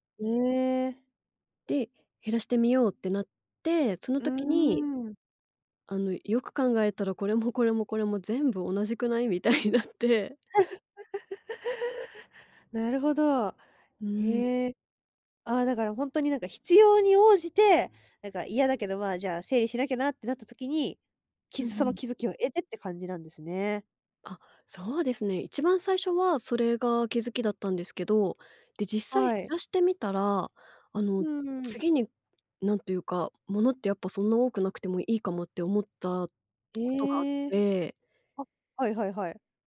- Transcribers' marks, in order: laughing while speaking: "みたいになって"; laugh
- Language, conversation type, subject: Japanese, podcast, 物を減らすとき、どんな基準で手放すかを決めていますか？